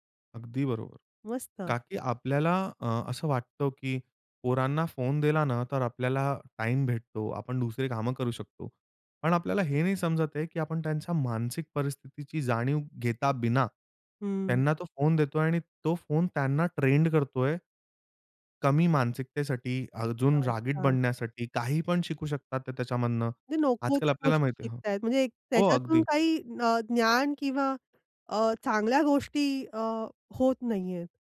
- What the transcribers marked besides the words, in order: tapping; other background noise
- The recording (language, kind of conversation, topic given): Marathi, podcast, मुलांच्या पडद्यावरच्या वेळेचं नियमन तुम्ही कसं कराल?